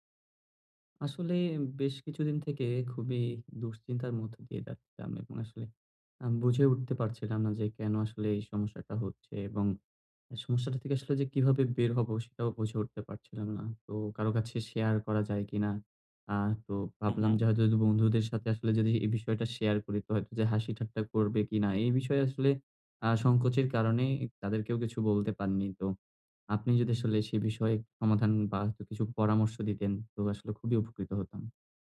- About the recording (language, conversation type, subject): Bengali, advice, কীভাবে আমি দীর্ঘ সময় মনোযোগ ধরে রেখে কর্মশক্তি বজায় রাখতে পারি?
- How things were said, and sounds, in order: other background noise